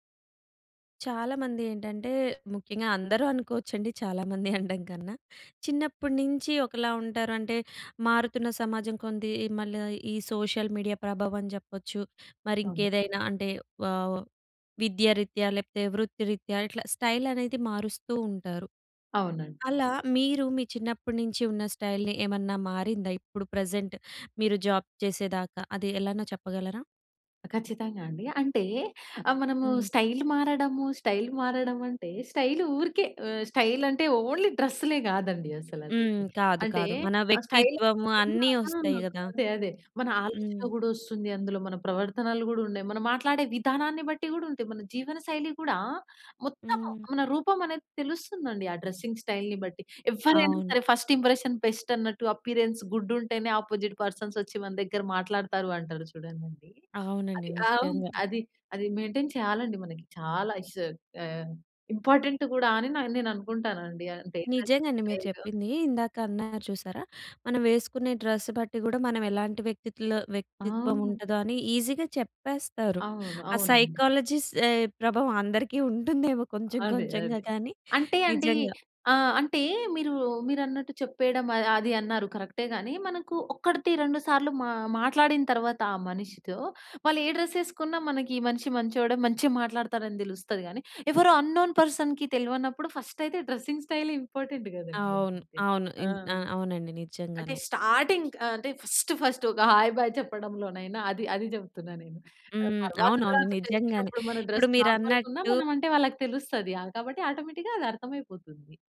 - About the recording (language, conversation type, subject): Telugu, podcast, నీ స్టైల్ ఎలా మారిందని చెప్పగలవా?
- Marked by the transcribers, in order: in English: "సోషల్ మీడియా"; in English: "స్టైల్"; in English: "స్టైల్‌ని"; in English: "ప్రెజెంట్"; in English: "జాబ్"; in English: "స్టైల్"; in English: "స్టైల్"; in English: "స్టైల్"; in English: "స్టైల్"; in English: "ఓన్లీ"; in English: "స్టైల్"; unintelligible speech; in English: "డ్రెసింగ్ స్టైల్‌ని"; in English: "ఫస్ట్ ఇంప్రెషన్ బెస్ట్"; in English: "అపియరెన్స్"; in English: "అపోజిట్"; in English: "మెయింటైన్"; in English: "ఇంపార్టెంట్"; in English: "డ్రెస్"; in English: "ఈజీగా"; in English: "సైకాలజీ"; in English: "డ్రెస్"; in English: "అన్‌నోన్ పర్సన్‌కి"; in English: "ఫస్ట్"; in English: "డ్రెసింగ్ స్టైల్ ఇంపార్టెంట్"; in English: "స్టార్టింగ్"; in English: "ఫస్ట్, ఫస్ట్"; in English: "హాయి బై"; in English: "డ్రెస్"; in English: "ఆటోమేటిక్‌గా"